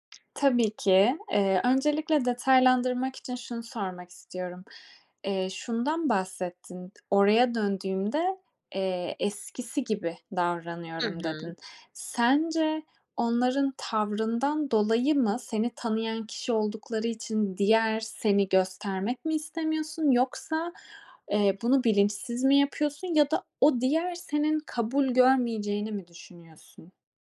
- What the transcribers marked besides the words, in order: other background noise
- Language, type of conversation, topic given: Turkish, advice, Hayat evrelerindeki farklılıklar yüzünden arkadaşlıklarımda uyum sağlamayı neden zor buluyorum?